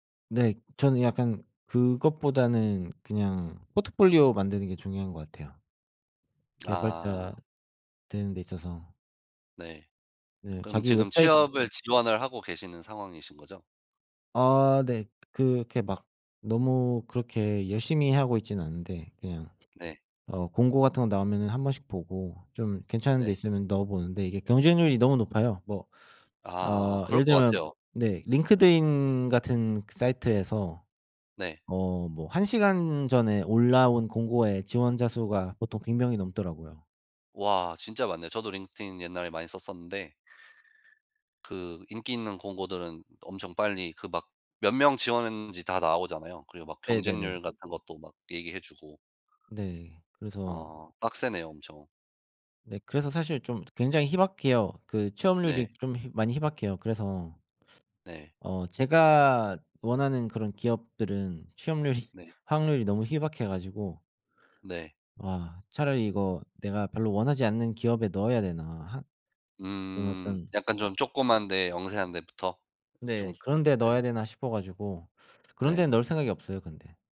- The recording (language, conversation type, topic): Korean, unstructured, 당신이 이루고 싶은 가장 큰 목표는 무엇인가요?
- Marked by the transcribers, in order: tapping; teeth sucking; laughing while speaking: "취업률이"; teeth sucking